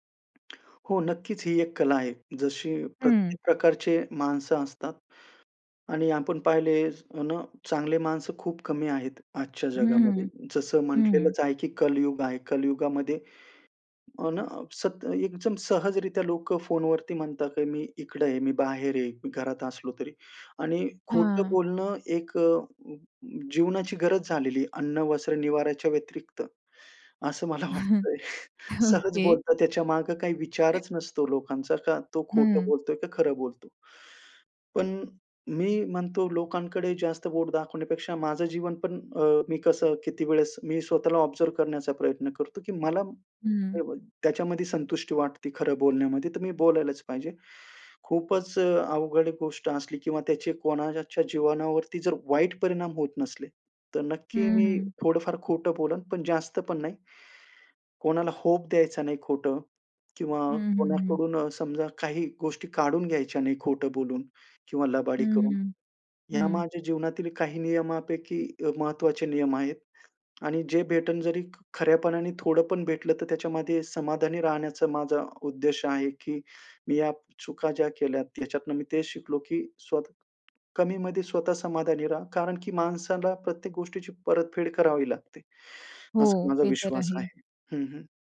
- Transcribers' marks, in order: other background noise; laughing while speaking: "असं मला वाटतंय"; laugh; chuckle; in English: "ऑब्झर्व्ह"; in English: "होप"
- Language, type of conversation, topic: Marathi, podcast, स्वतःला पुन्हा शोधताना आपण कोणत्या चुका केल्या आणि त्यातून काय शिकलो?